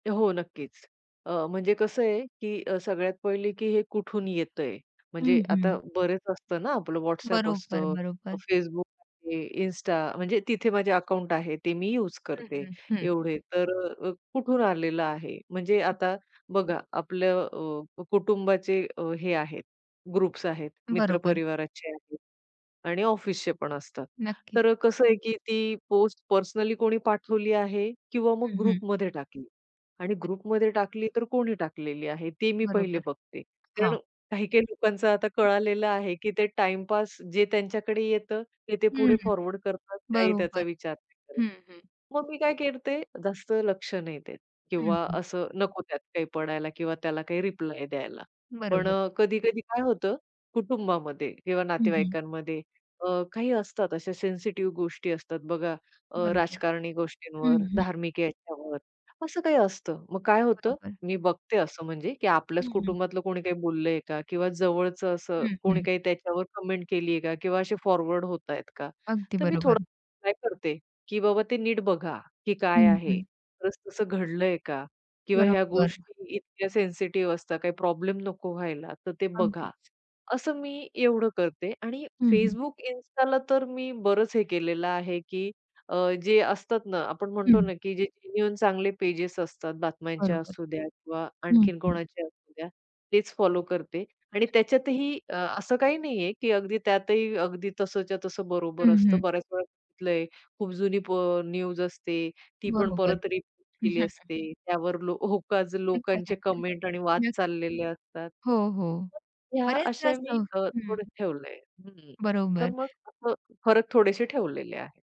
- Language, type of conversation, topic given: Marathi, podcast, सोशल मीडियावर येणाऱ्या सार्वजनिक संदेशांवर तुम्ही कितपत विश्वास ठेवता?
- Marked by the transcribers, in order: in English: "ग्रुप्स"; in English: "ग्रुपमध्ये"; in English: "ग्रुपमध्ये"; in English: "कमेंट"; in English: "फॉरवर्ड"; unintelligible speech; in English: "जेन्युइन"; tapping; in English: "न्यूज"; chuckle